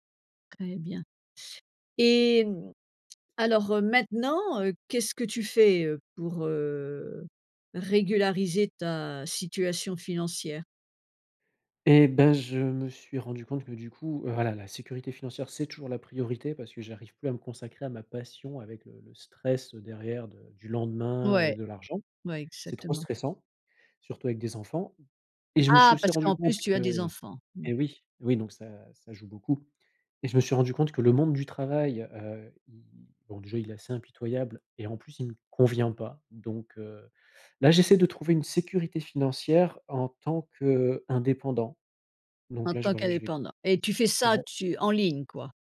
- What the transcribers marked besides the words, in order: stressed: "Ah"
- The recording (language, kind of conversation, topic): French, podcast, Comment choisis-tu entre la sécurité financière et ta passion ?